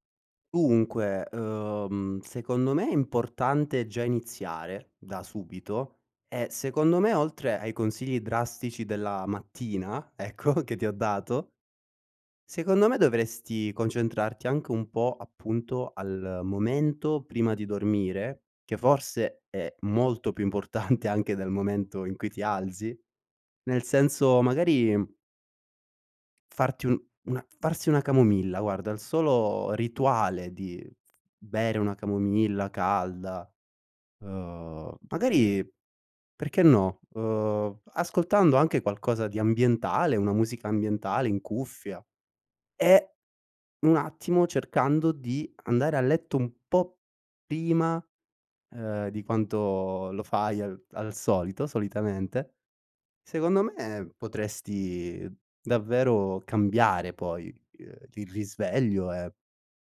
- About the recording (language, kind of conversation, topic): Italian, advice, Come posso superare le difficoltà nel svegliarmi presto e mantenere una routine mattutina costante?
- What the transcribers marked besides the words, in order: "Dunque" said as "unque"; laughing while speaking: "ecco"; laughing while speaking: "importante"; tapping